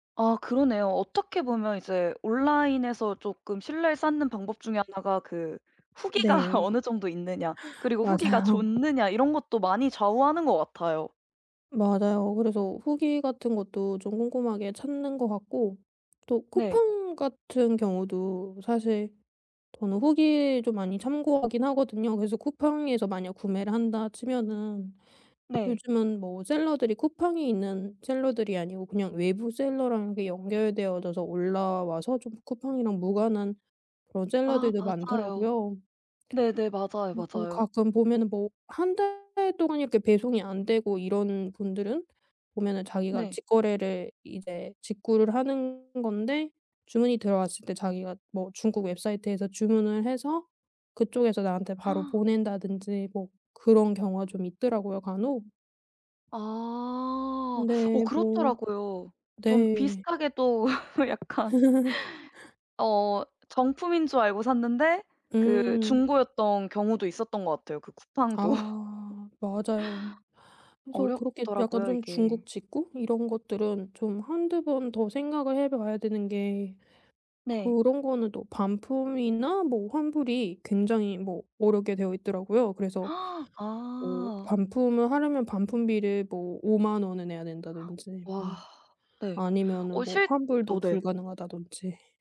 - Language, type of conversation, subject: Korean, podcast, 온라인에서 신뢰를 쌓는 비결은 무엇인가요?
- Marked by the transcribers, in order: other background noise; laughing while speaking: "후기가"; laughing while speaking: "맞아요"; tapping; in English: "셀러들이"; in English: "셀러들이"; in English: "셀러랑"; in English: "셀러들도"; gasp; laughing while speaking: "또 약간"; laugh; laughing while speaking: "쿠팡도"; gasp